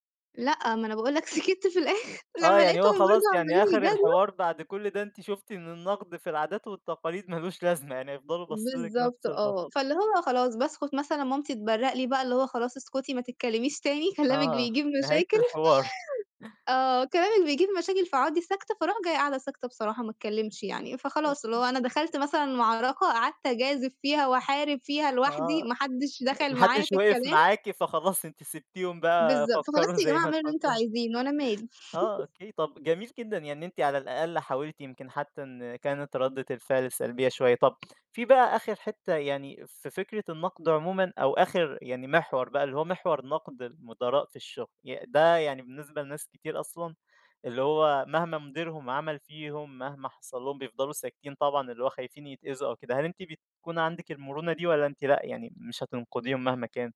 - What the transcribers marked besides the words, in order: laughing while speaking: "لك سكِتّ في الآخر، لمّا لقيتهم برضه عمّالين يجادلوا"; chuckle; other background noise; laugh; tapping
- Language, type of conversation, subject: Arabic, podcast, إزاي تدي نقد بنّاء من غير ما تجرح حد؟